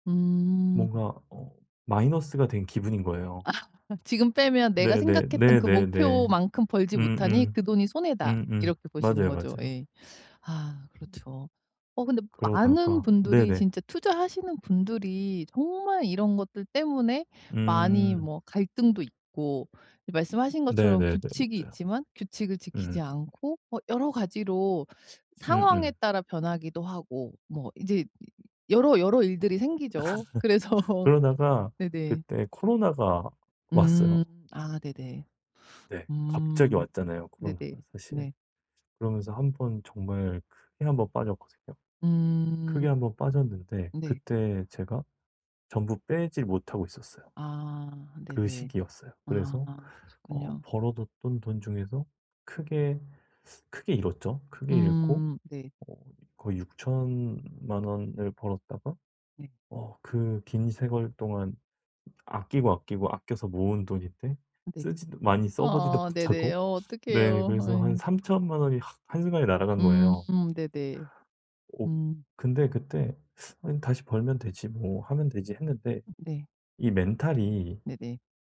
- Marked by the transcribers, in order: other background noise; tapping; laugh; other noise; laugh; laughing while speaking: "그래서"
- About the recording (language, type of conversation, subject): Korean, advice, 실수를 배움으로 바꾸고 다시 도전하려면 어떻게 해야 할까요?